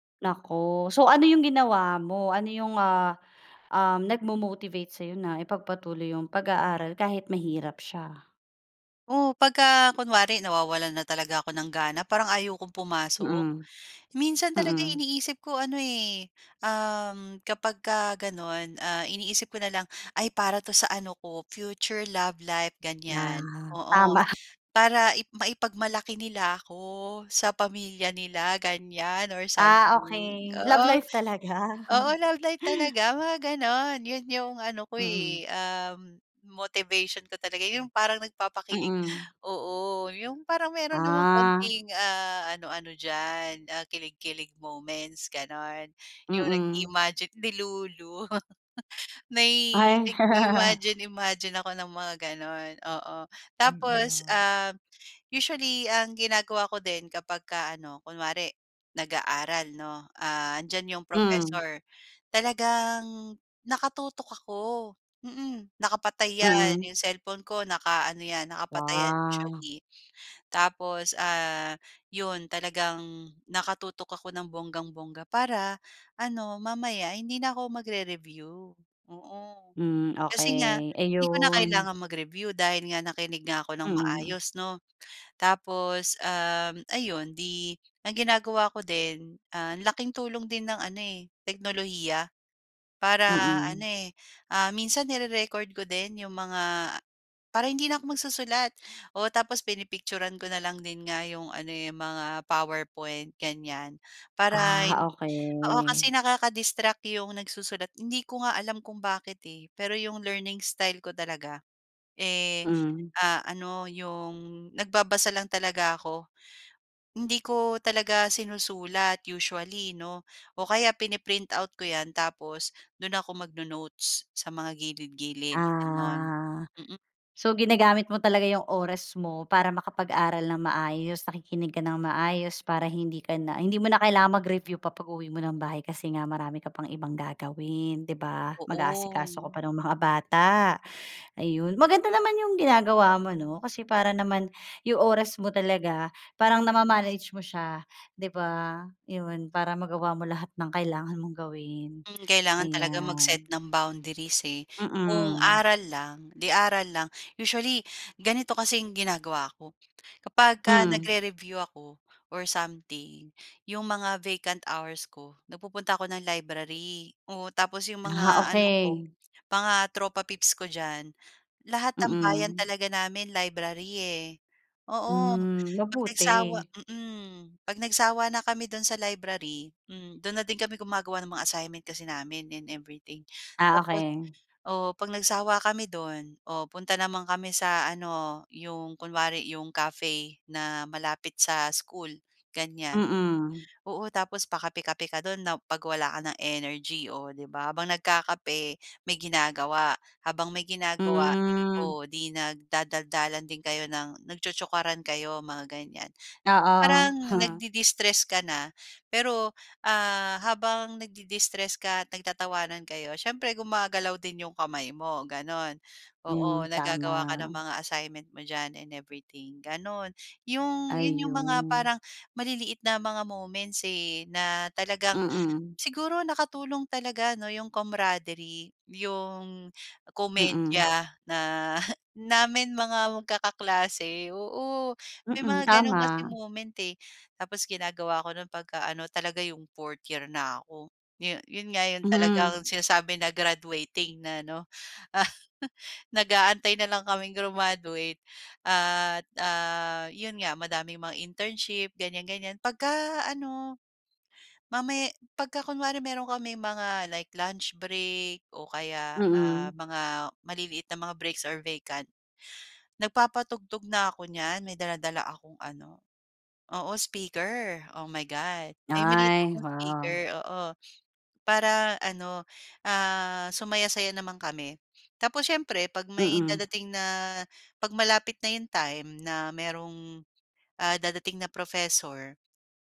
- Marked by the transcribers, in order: other background noise; in English: "nagmo-motivate"; in English: "future love life"; laughing while speaking: "tama"; in English: "Love life"; joyful: "Oo, love life talaga, mga gano'n"; laughing while speaking: "talaga"; laugh; tapping; in English: "nag-i-imagine"; laugh; in English: "nag-i-imagine imagine"; laugh; in English: "magre-review"; in English: "mag-review"; in English: "nire-record"; in English: "nakaka-distract"; in English: "learning style"; in English: "pini-print out"; in English: "magno-notes"; in English: "mag-review"; laughing while speaking: "ng mga"; in English: "nama-manage"; in English: "mag-set"; in English: "nagre-review"; in English: "vacant hours"; chuckle; in English: "nagde-destress"; in English: "nagde-destress"; in English: "camaraderie"; laughing while speaking: "na"; in English: "fourth year"; laugh; in English: "internship"; in English: "like luch break"; in English: "breaks or vacant"
- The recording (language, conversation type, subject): Filipino, podcast, Paano mo maiiwasang mawalan ng gana sa pag-aaral?